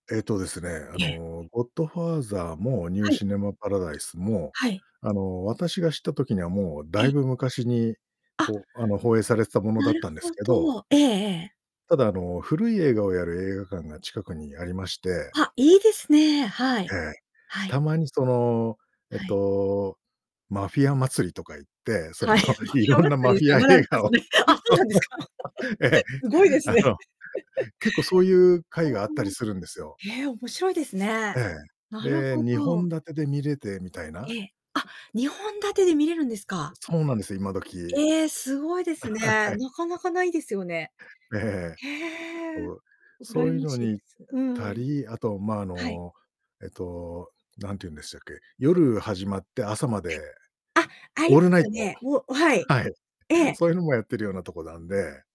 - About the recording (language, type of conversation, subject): Japanese, podcast, 音楽は映画の印象にどのような影響を与えると感じますか？
- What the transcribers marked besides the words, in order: static; laughing while speaking: "その"; distorted speech; laughing while speaking: "マフィア祭りですか ですね。あ、そうなんですか"; laugh; laughing while speaking: "ええ、 あの"; unintelligible speech; laugh; laughing while speaking: "あ、はい"